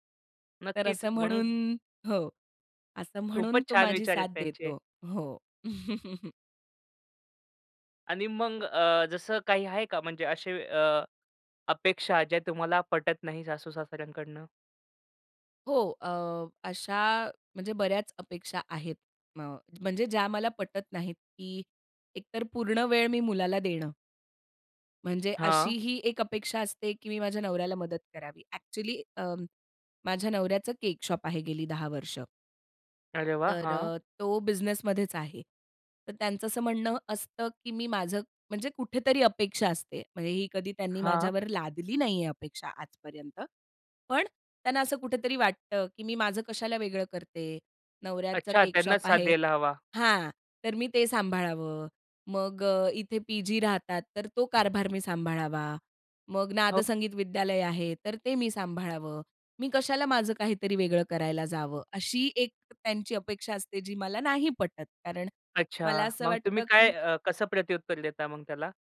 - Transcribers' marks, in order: chuckle; tapping; other background noise; in English: "शॉप"; in English: "शॉप"
- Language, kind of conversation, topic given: Marathi, podcast, सासरकडील अपेक्षा कशा हाताळाल?